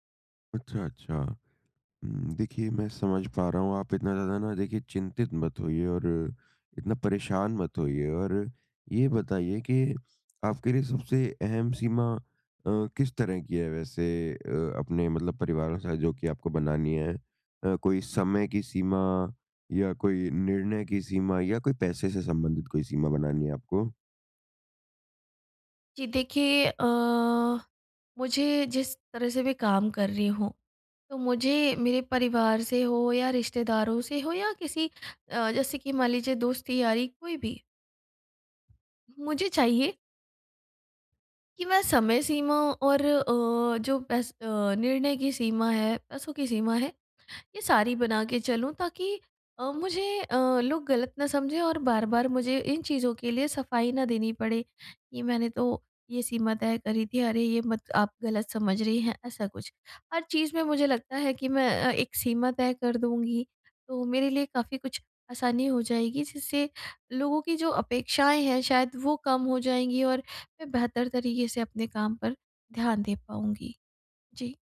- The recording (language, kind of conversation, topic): Hindi, advice, परिवार में स्वस्थ सीमाएँ कैसे तय करूँ और बनाए रखूँ?
- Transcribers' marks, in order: tapping